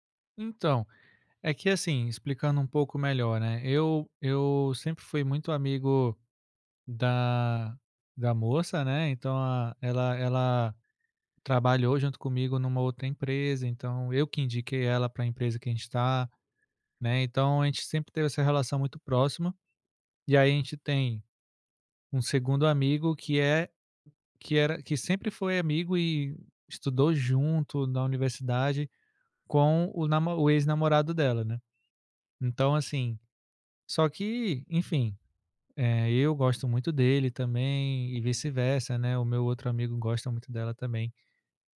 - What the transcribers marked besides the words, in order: tapping
- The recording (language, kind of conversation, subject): Portuguese, advice, Como resolver desentendimentos com um amigo próximo sem perder a amizade?